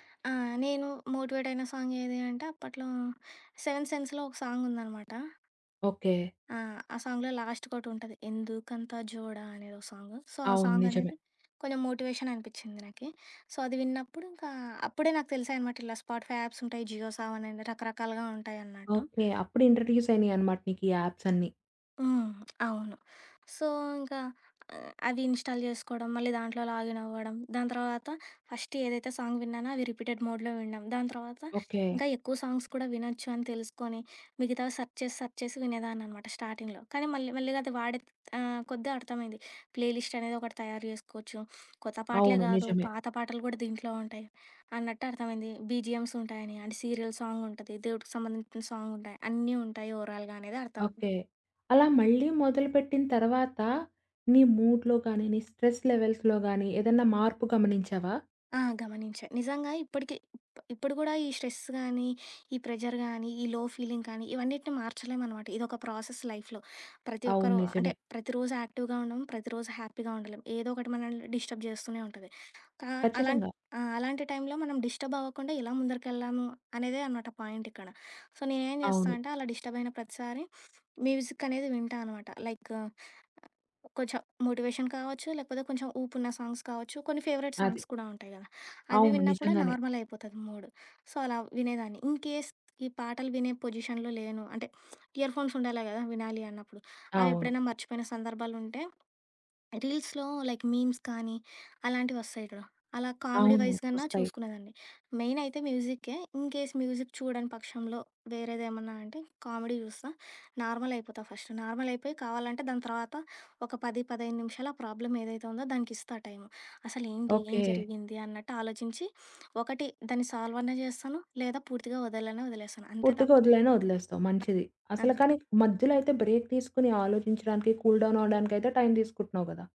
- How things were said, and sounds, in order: in English: "మోటివేట్"; in English: "సాంగ్‌లో లాస్ట్‌కి"; in English: "సో"; in English: "సో"; in English: "స్పాటిఫై యాప్స్"; in English: "జియో సావన్"; in English: "ఇంట్రడ్యూస్"; in English: "యాప్స్"; lip smack; in English: "సో"; other background noise; in English: "ఇ‌న్‌స్టా‌ల్"; in English: "ఫస్ట్"; in English: "సాంగ్"; in English: "రిపీటెడ్ మోడ్‌లో"; in English: "సాంగ్స్"; in English: "సెర్చ్"; in English: "సెర్చ్"; in English: "స్టార్టింగ్‌లో"; in English: "ప్లే"; in English: "బిజీఎమ్స్"; in English: "సీరియల్"; in English: "ఓవరాల్‌గా"; in English: "మూడ్‌లో"; in English: "స్ట్రెస్ లెవెల్స్‌లో"; in English: "స్ట్రెస్"; in English: "ప్రెజర్"; in English: "లో ఫీలింగ్"; in English: "ప్రాసెస్ లైఫ్‌లో"; in English: "యాక్టివ్‌గా"; in English: "హ్యాపీగా"; in English: "డిస్టర్బ్"; in English: "టైమ్‌లో"; in English: "సో"; in English: "డిస్టర్బ్"; sniff; in English: "మోటివేషన్"; in English: "సాంగ్స్"; in English: "ఫేవరెట్ సాంగ్స్"; in English: "సో"; in English: "ఇన్‌కేస్"; in English: "పొజిషన్‌లో"; in English: "ఇయర్ ఫోన్స్"; in English: "రీల్స్‌లో లైక్ మీమ్స్"; in English: "కామెడీ వైజ్"; in English: "ఇన్‌కేస్ మ్యూజిక్"; in English: "ప్రాబ్లమ్"; in English: "బ్రేక్"; in English: "కూల్ డౌన్"
- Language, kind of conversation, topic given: Telugu, podcast, పాత హాబీతో మళ్లీ మమేకమయ్యేటప్పుడు సాధారణంగా ఎదురయ్యే సవాళ్లు ఏమిటి?